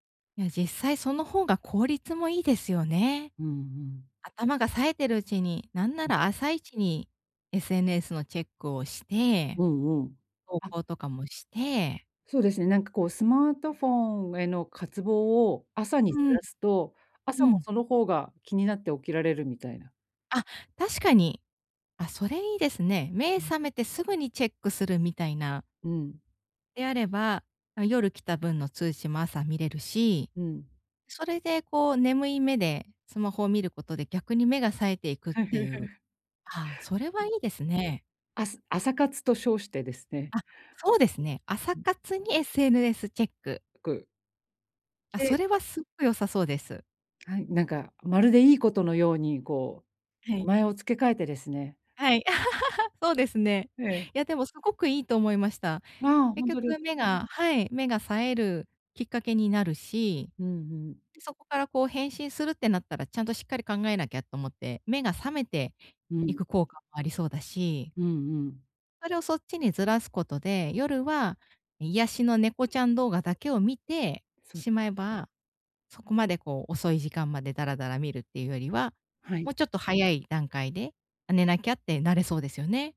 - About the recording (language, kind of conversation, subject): Japanese, advice, 就寝前に何をすると、朝すっきり起きられますか？
- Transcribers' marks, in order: chuckle; other background noise; laugh; unintelligible speech